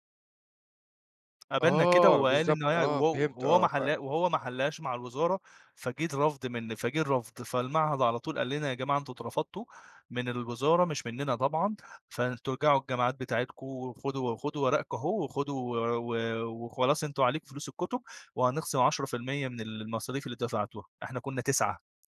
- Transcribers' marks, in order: tapping
- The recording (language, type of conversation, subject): Arabic, podcast, احكي لنا عن مرة خدت فيها مخاطرة؟